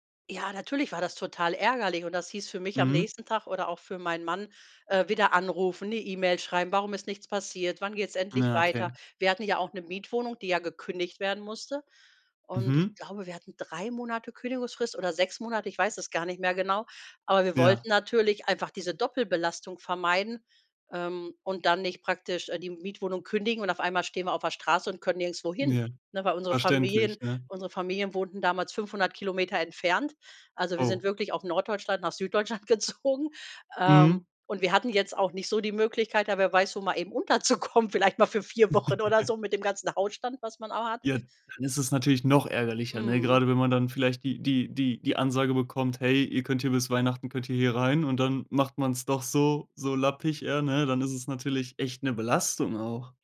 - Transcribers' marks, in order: laughing while speaking: "Süddeutschland gezogen"; laughing while speaking: "unterzukommen, vielleicht mal für vier Wochen oder so mit dem ganzen Hautstand"; giggle; stressed: "noch"; stressed: "Belastung"
- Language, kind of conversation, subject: German, podcast, Erzähl mal: Wie hast du ein Haus gekauft?